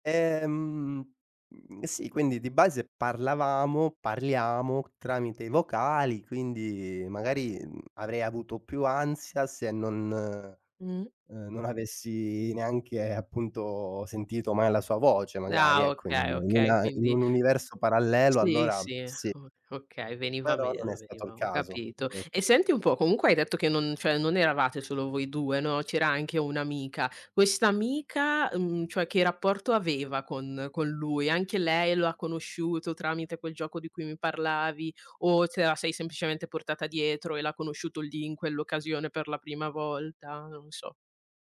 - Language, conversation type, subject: Italian, podcast, Raccontami di una notte sotto le stelle che non scorderai mai?
- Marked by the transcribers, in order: "semplicemente" said as "sempicemente"